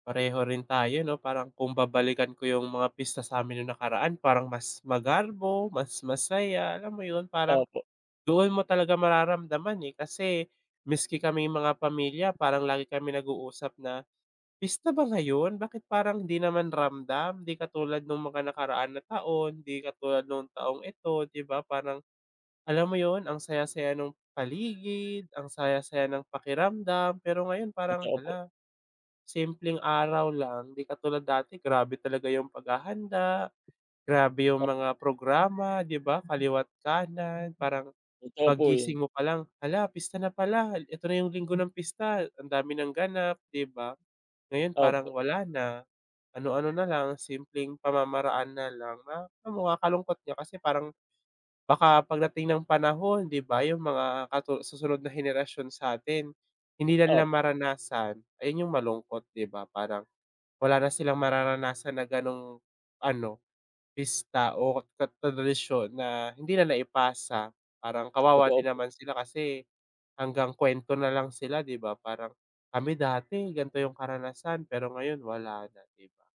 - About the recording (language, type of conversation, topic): Filipino, unstructured, Ano ang pinakapaborito mong bahagi ng kultura ng Pilipinas?
- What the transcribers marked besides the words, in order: other animal sound